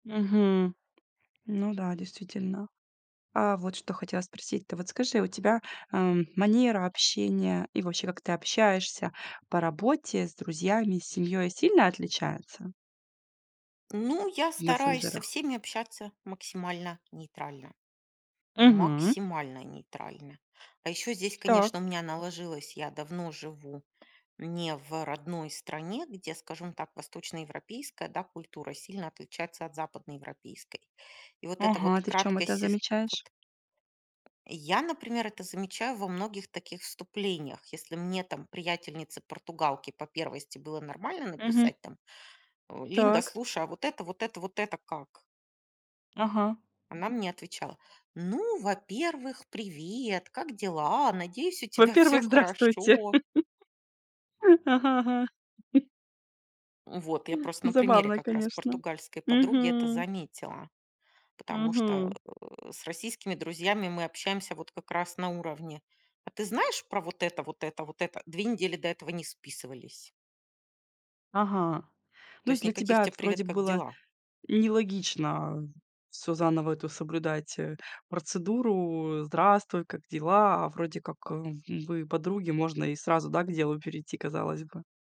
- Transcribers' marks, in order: other background noise; tapping; laugh; other noise
- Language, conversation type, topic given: Russian, podcast, Что важно учитывать при общении в интернете и в мессенджерах?